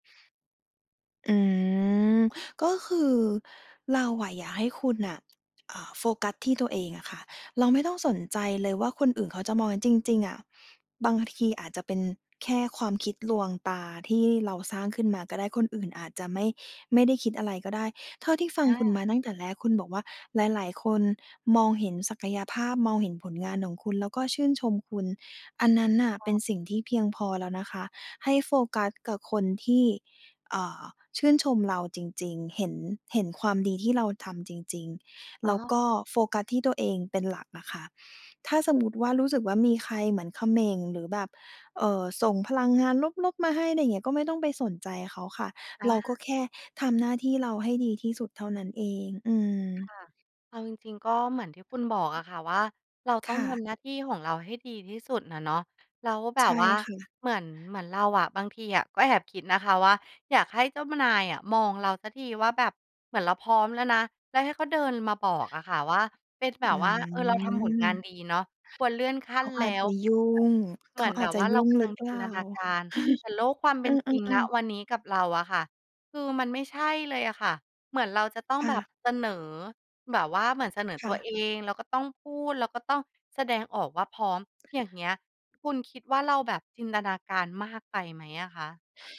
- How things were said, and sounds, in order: "เขม่น" said as "เขม่ง"; tapping; drawn out: "อืม"; other background noise; chuckle
- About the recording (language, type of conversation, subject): Thai, advice, ฉันควรคุยกับหัวหน้าอย่างไรเพื่อขอเลื่อนตำแหน่ง?